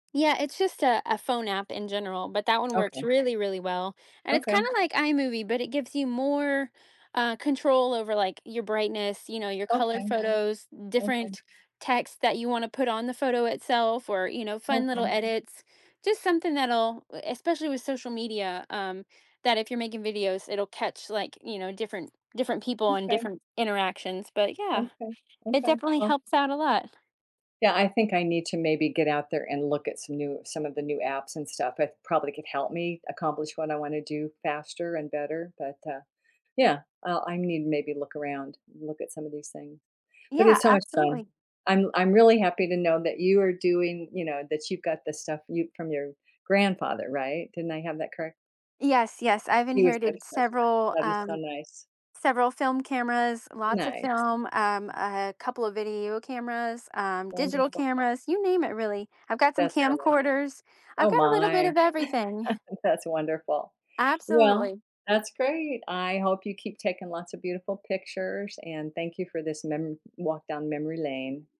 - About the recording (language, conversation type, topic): English, unstructured, Why do photos play such a big role in how we remember our experiences?
- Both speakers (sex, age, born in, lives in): female, 30-34, United States, United States; female, 70-74, United States, United States
- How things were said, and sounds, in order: tapping; background speech; other background noise; unintelligible speech; laugh